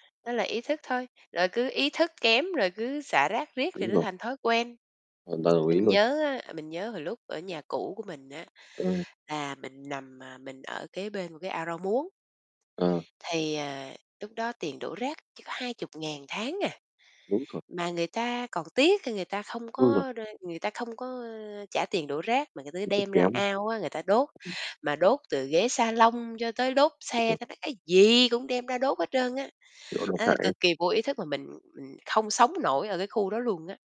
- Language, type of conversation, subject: Vietnamese, unstructured, Tại sao vẫn còn nhiều người xả rác bừa bãi ở nơi công cộng?
- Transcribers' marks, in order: other background noise; static; tapping; stressed: "gì"